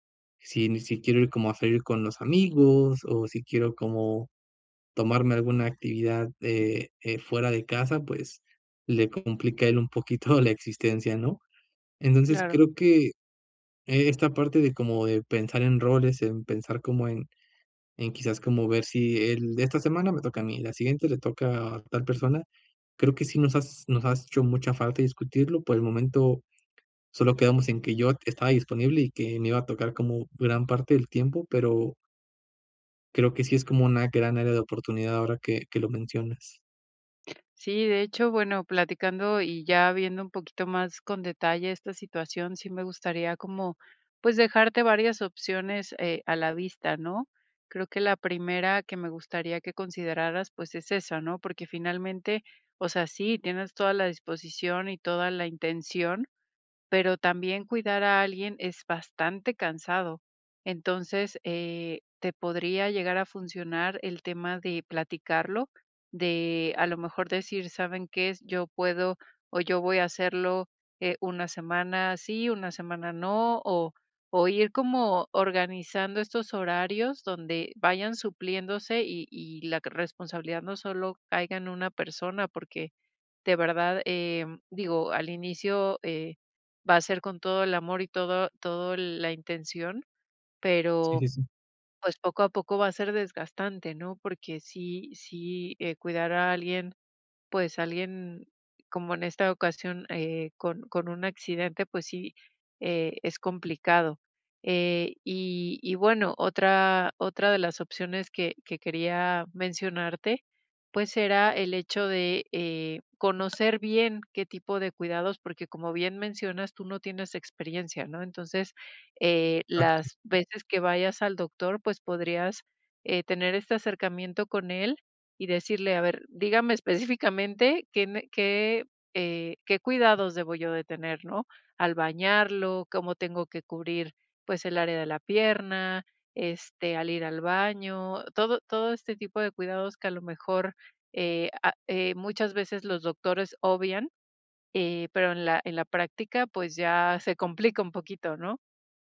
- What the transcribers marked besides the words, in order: chuckle; other noise; other background noise; laughing while speaking: "específicamente"
- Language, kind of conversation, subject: Spanish, advice, ¿Cómo puedo organizarme para cuidar de un familiar mayor o enfermo de forma repentina?